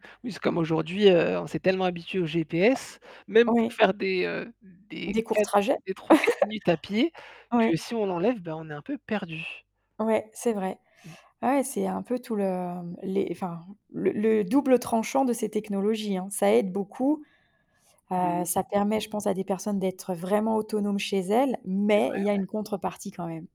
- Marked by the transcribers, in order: static; distorted speech; chuckle; stressed: "mais"
- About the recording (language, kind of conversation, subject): French, unstructured, Comment la technologie peut-elle aider les personnes en situation de handicap ?